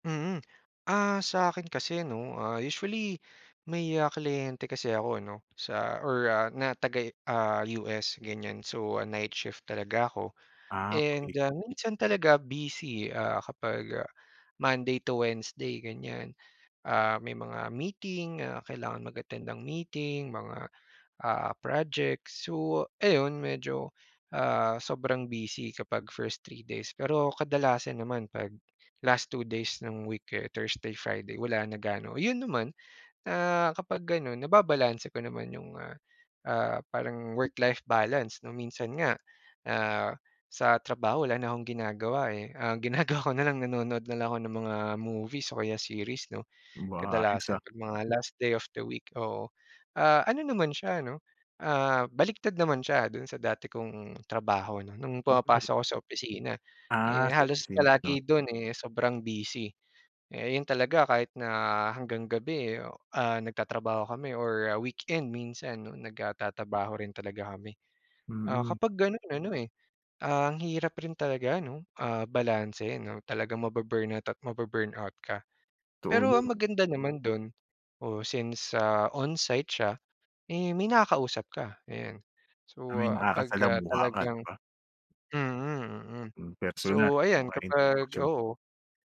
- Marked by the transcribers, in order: "taga" said as "tagi"; tapping; laughing while speaking: "ginagawa ko"; chuckle; "Totoo" said as "too"
- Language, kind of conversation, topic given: Filipino, podcast, Paano mo nilalabanan ang pagkapagod at pagkaubos ng lakas dahil sa trabaho habang binabalanse mo ang trabaho at personal na buhay?